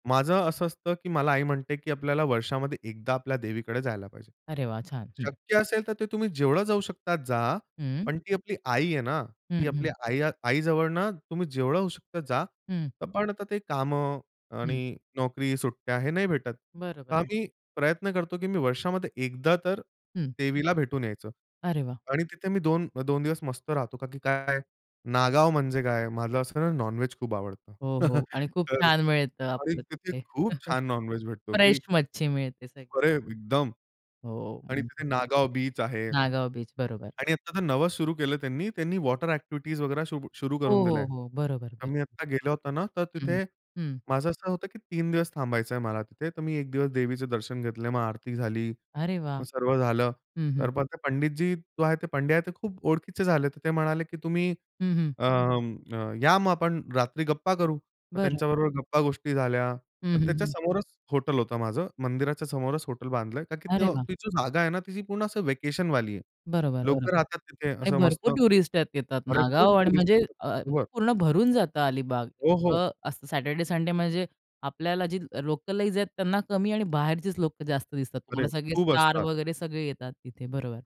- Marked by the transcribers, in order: other background noise; chuckle; in English: "लोकलाइज"
- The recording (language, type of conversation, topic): Marathi, podcast, तुमचं कुटुंब मूळचं कुठलं आहे?